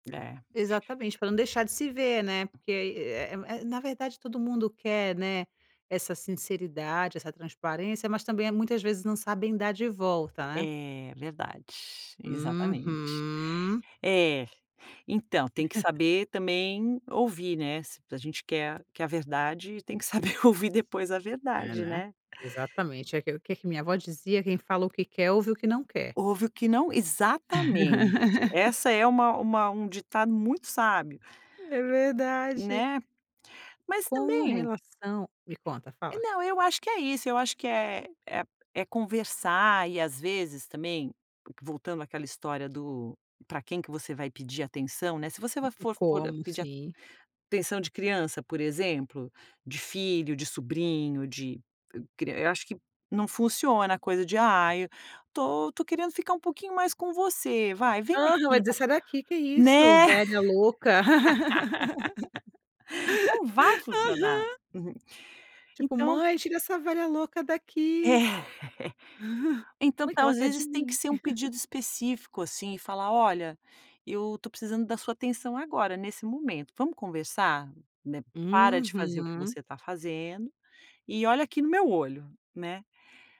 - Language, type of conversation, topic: Portuguese, podcast, Como posso pedir mais atenção sem criar tensão?
- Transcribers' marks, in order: other background noise; tapping; drawn out: "Uhum"; chuckle; laughing while speaking: "ouvir"; laugh; laugh; chuckle; laughing while speaking: "É"; chuckle